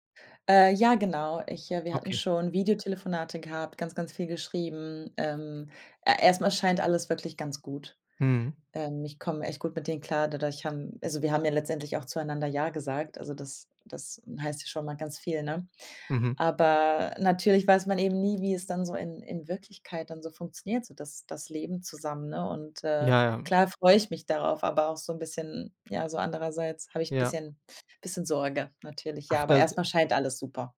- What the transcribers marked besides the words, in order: other background noise
- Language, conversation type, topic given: German, advice, Welche Sorgen und Ängste hast du wegen des Umzugs in eine fremde Stadt und des Neuanfangs?
- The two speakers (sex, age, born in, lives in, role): female, 25-29, Germany, Sweden, user; male, 30-34, Germany, Germany, advisor